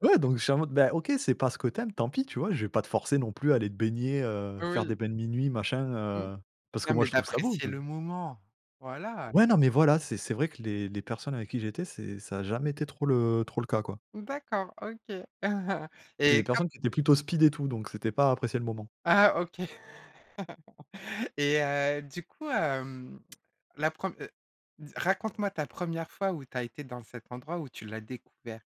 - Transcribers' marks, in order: chuckle; laugh
- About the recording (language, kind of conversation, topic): French, podcast, Peux-tu me raconter un moment où la nature t’a coupé le souffle ?